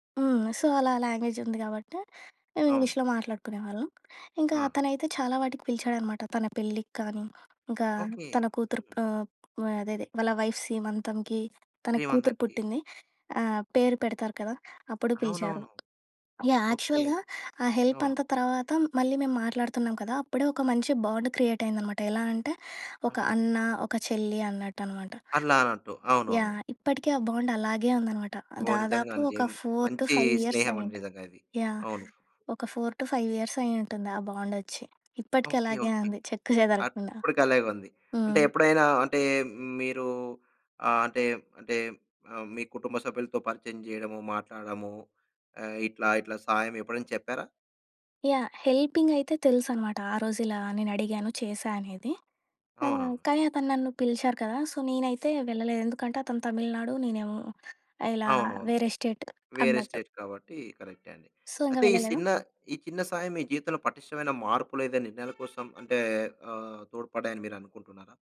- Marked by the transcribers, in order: in English: "సో"; in English: "వైఫ్"; tapping; in English: "యాక్చువల్‌గా"; in English: "బాండ్"; in English: "బాండ్"; in English: "ఫోర్ టు ఫైవ్"; other background noise; in English: "ఫోర్ టు ఫైవ్"; giggle; in English: "సో"; in English: "స్టేట్"; in English: "స్టేట్"; in English: "సో"; horn
- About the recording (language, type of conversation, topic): Telugu, podcast, పరాయి వ్యక్తి చేసిన చిన్న సహాయం మీపై ఎలాంటి ప్రభావం చూపిందో చెప్పగలరా?